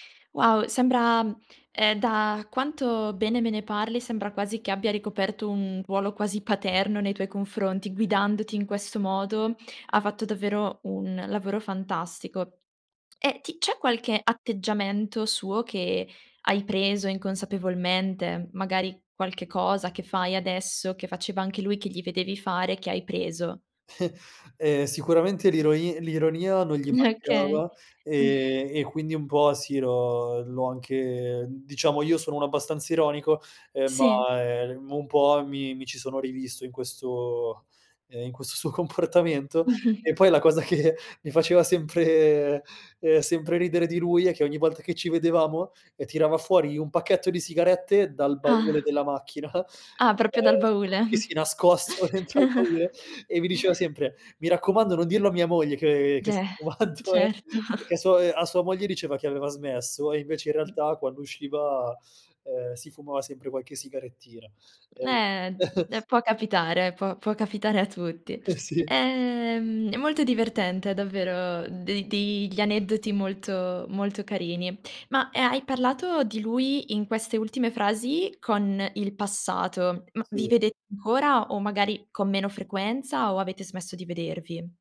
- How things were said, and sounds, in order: other street noise; chuckle; laughing while speaking: "Okay"; chuckle; laughing while speaking: "in questo suo comportamento"; laughing while speaking: "cosa che"; chuckle; laughing while speaking: "macchina"; other background noise; "proprio" said as "propio"; laughing while speaking: "nascosto dentro al baule"; chuckle; laughing while speaking: "che sto fumando eh"; "Cioè" said as "ceh"; chuckle; chuckle; laughing while speaking: "Eh, sì"
- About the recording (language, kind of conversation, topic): Italian, podcast, Quale mentore ha avuto il maggiore impatto sulla tua carriera?
- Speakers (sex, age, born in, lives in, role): female, 20-24, Italy, Italy, host; male, 30-34, Italy, Italy, guest